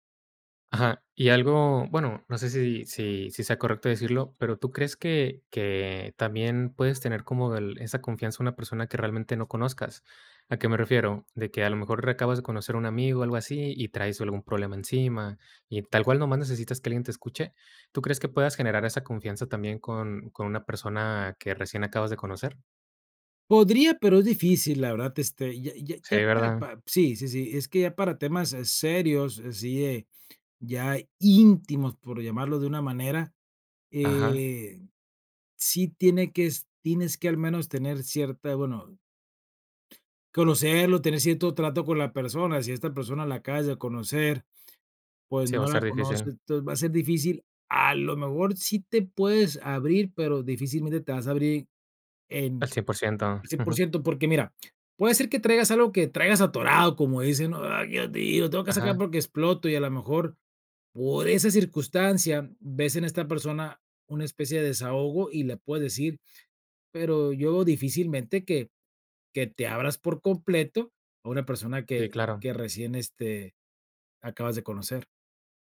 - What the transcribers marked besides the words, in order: "acabas" said as "reacabas"
- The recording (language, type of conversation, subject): Spanish, podcast, ¿Cómo ayuda la escucha activa a generar confianza?